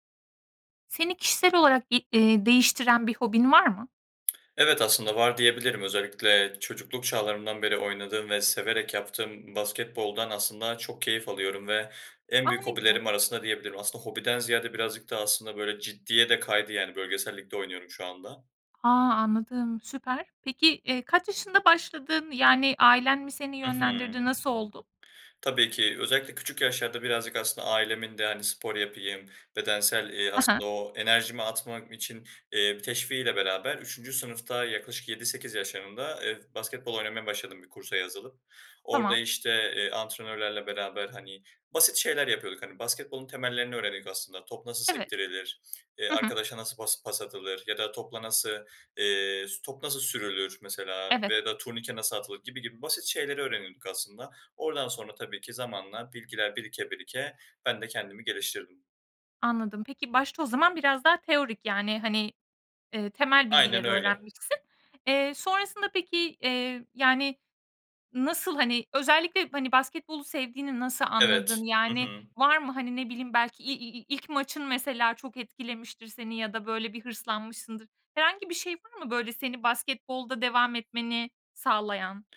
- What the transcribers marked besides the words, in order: tapping
- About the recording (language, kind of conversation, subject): Turkish, podcast, Hobiniz sizi kişisel olarak nasıl değiştirdi?